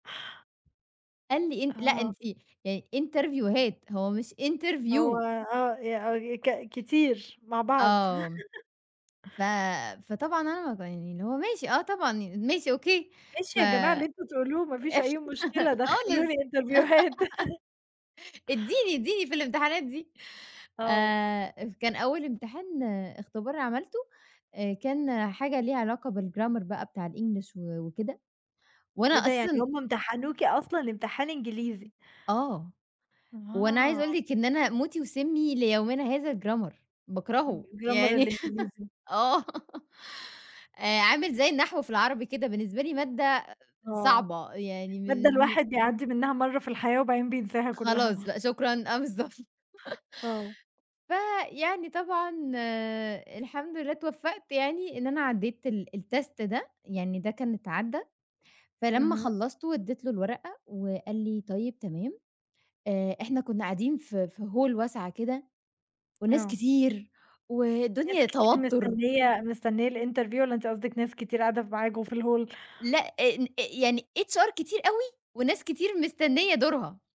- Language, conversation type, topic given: Arabic, podcast, إيه نصيحتك لحد بيدوّر على أول وظيفة؟
- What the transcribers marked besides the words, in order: in English: "انترڤيوهات"; in English: "interview"; laugh; chuckle; laugh; in English: "انترڤيوهات"; laugh; in English: "بال Grammer"; in English: "الGrammer"; in English: "الGrammer"; laugh; laughing while speaking: "آه"; other background noise; chuckle; laugh; in English: "الtest"; in English: "Hall"; in English: "ال interview"; in English: "ال hall؟"; in English: "HR"